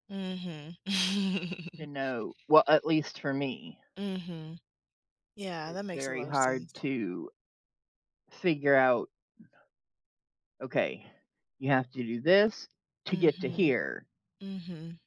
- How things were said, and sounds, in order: chuckle
- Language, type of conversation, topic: English, unstructured, What helps you keep working toward your goals when motivation fades?
- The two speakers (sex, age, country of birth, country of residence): female, 30-34, United States, United States; female, 50-54, United States, United States